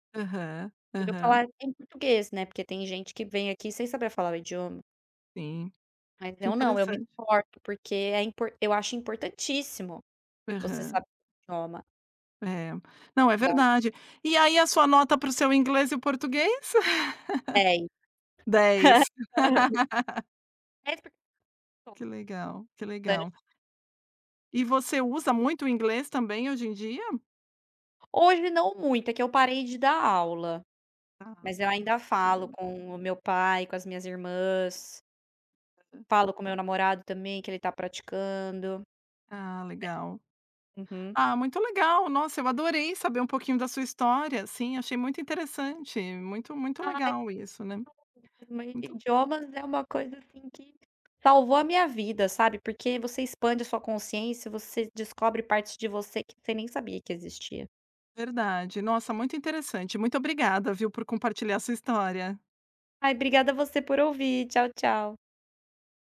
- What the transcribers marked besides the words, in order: tapping; laugh; other background noise; unintelligible speech; unintelligible speech
- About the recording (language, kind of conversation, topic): Portuguese, podcast, Como você decide qual língua usar com cada pessoa?